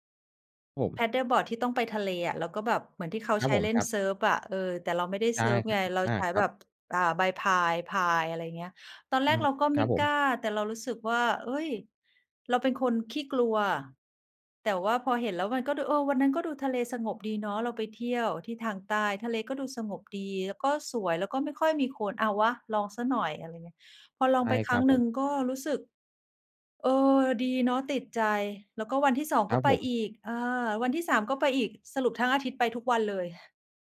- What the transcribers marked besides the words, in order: none
- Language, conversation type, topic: Thai, unstructured, คุณเคยลองเล่นกีฬาที่ท้าทายมากกว่าที่เคยคิดไหม?